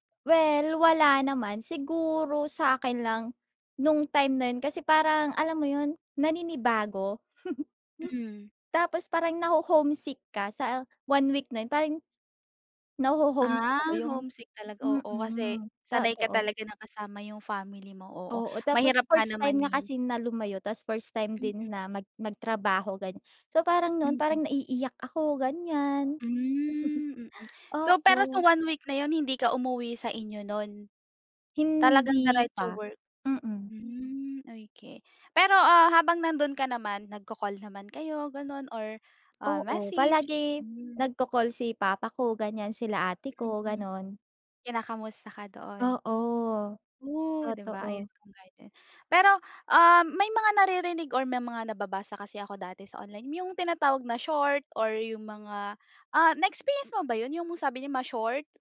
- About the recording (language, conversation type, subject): Filipino, podcast, Ano ang pinakamalaking hamon na naranasan mo sa trabaho?
- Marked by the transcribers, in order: chuckle; chuckle; unintelligible speech